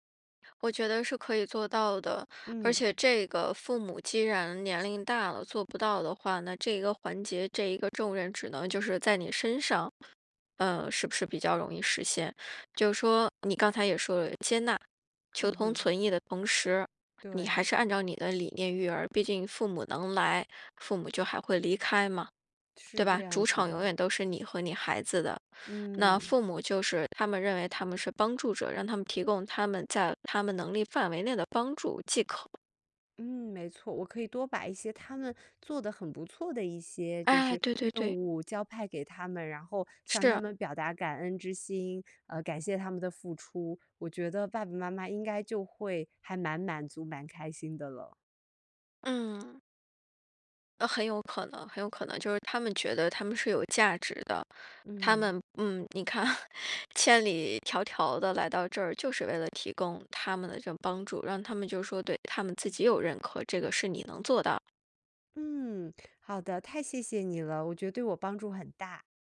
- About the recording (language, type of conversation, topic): Chinese, advice, 当父母反复批评你的养育方式或生活方式时，你该如何应对这种受挫和疲惫的感觉？
- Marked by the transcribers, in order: other background noise; laughing while speaking: "你看"; laugh